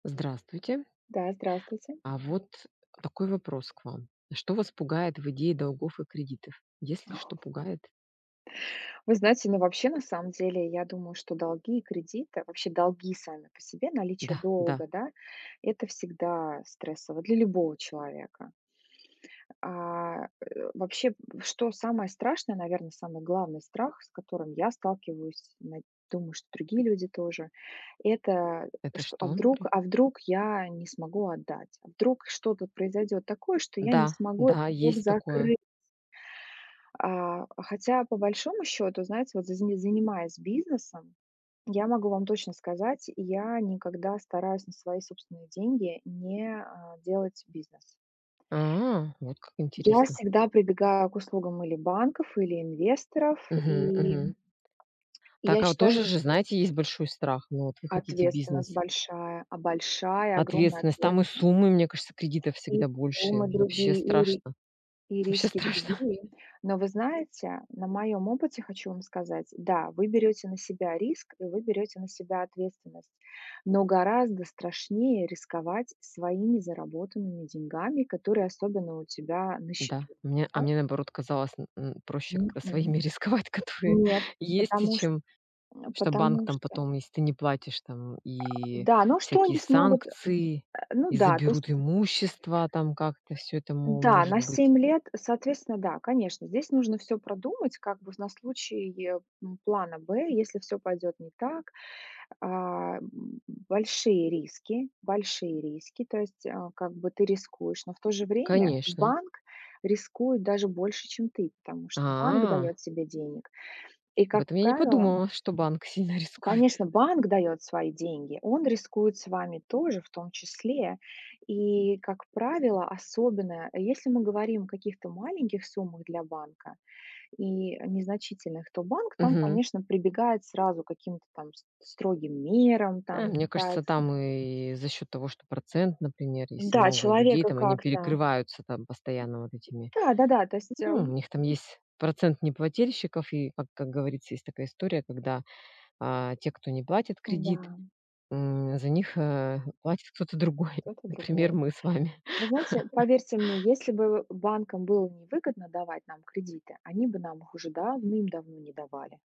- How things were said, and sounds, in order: tapping; lip smack; laughing while speaking: "Вообще страшно"; other background noise; laughing while speaking: "которые"; grunt; other noise; laughing while speaking: "рискует"; laughing while speaking: "мы с вами"; laugh; stressed: "давным-давно"
- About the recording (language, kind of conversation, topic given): Russian, unstructured, Что тебя пугает в перспективах долгов и кредитов?